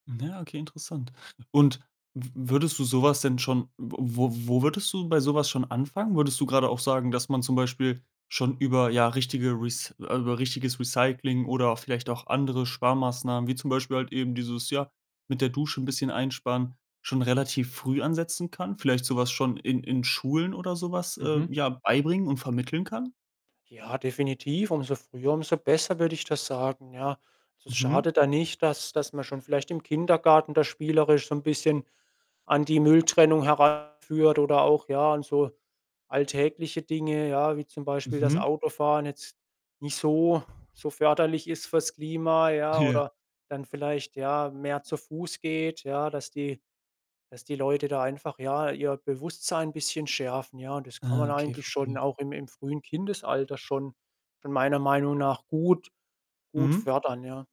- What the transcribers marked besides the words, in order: other background noise; static; distorted speech; laughing while speaking: "Ja"
- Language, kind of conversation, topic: German, podcast, Wie gelingt richtiges Recycling im Alltag, ohne dass man dabei den Überblick verliert?